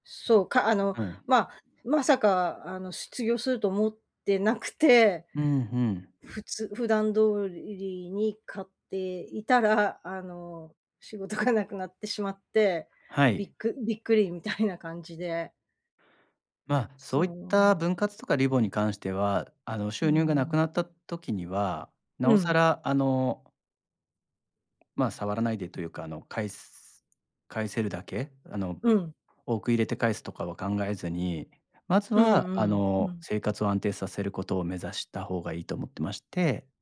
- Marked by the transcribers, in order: laughing while speaking: "なくて"; laughing while speaking: "がなくなってしまって"
- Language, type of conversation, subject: Japanese, advice, 借金の返済と貯金のバランスをどう取ればよいですか？